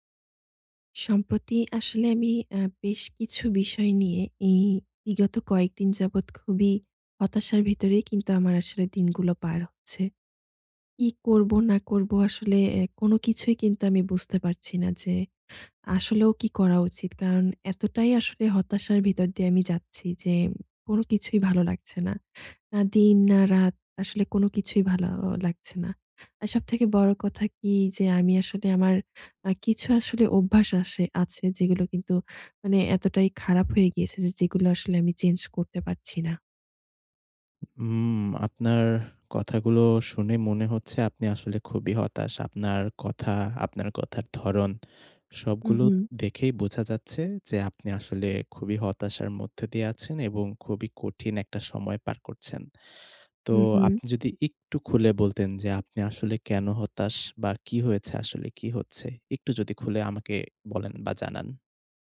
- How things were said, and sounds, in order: none
- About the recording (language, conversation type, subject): Bengali, advice, ক্রমাগত দেরি করার অভ্যাস কাটাতে চাই